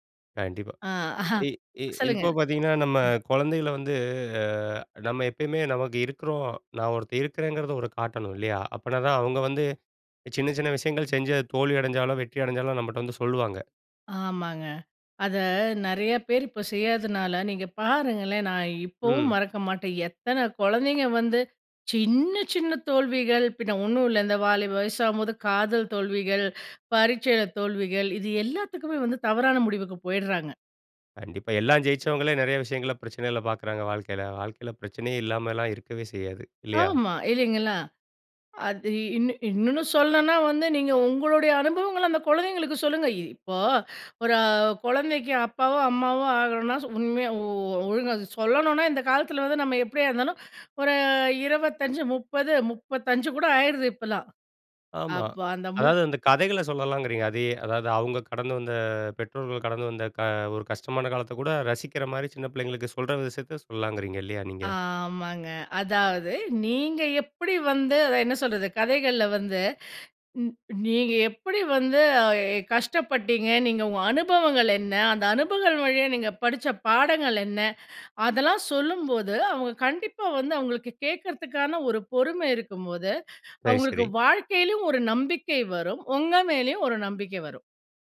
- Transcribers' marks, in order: other background noise; drawn out: "வந்து"; drawn out: "அத"; drawn out: "வந்த"; drawn out: "ஆமாங்க"; "அனுபவங்கள்" said as "அனுபங்கள்"
- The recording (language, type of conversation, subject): Tamil, podcast, குழந்தைகளிடம் நம்பிக்கை நீங்காமல் இருக்க எப்படி கற்றுக்கொடுப்பது?